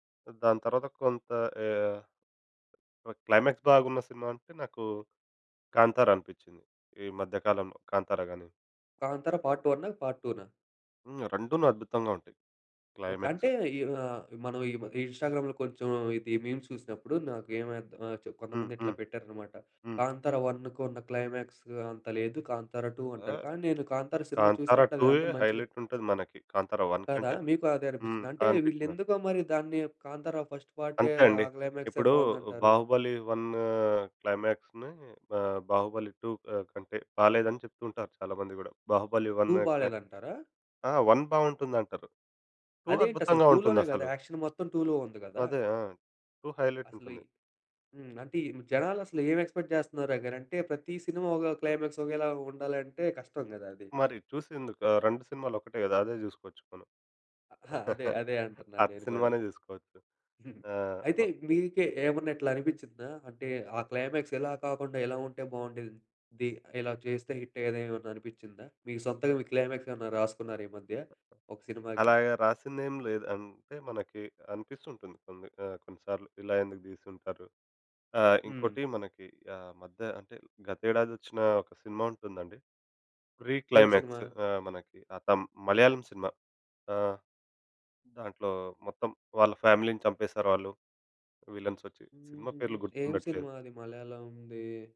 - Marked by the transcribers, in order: other background noise; in English: "క్లైమాక్స్"; in English: "పార్ట్ 1, పార్ట్ 2నా?"; in English: "క్లైమాక్స్"; in English: "ఇన్‌స్టాగ్రామ్‌లో"; in English: "మీమ్స్"; tapping; in English: "క్లైమాక్స్"; in English: "హైలైట్"; in English: "ఫస్ట్ పార్ట్"; in English: "క్లైమాక్స్‌ని"; in English: "యాక్షన్"; in English: "2 హైలైట్"; in English: "ఎక్స్పెక్ట్"; in English: "క్లైమాక్స్"; chuckle; horn; in English: "క్లైమాక్స్"; in English: "క్లైమాక్స్"; in English: "ప్రీ క్లైమాక్స్"; in English: "ఫ్యామిలీ‌ని"; in English: "విల్లన్స్"
- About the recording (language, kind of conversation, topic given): Telugu, podcast, సినిమాకు ఏ రకమైన ముగింపు ఉంటే బాగుంటుందని మీకు అనిపిస్తుంది?